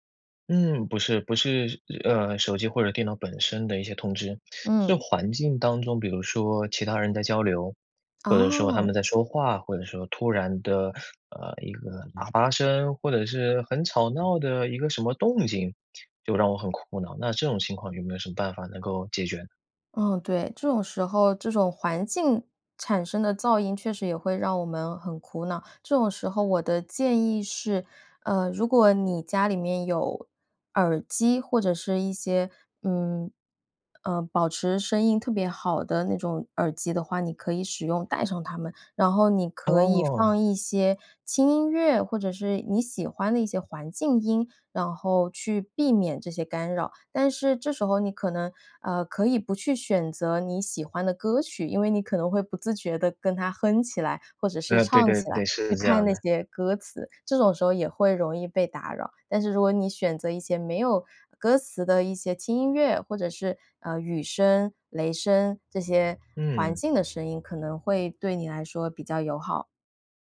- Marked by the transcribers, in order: other background noise
- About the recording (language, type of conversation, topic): Chinese, advice, 我在工作中总是容易分心、无法专注，该怎么办？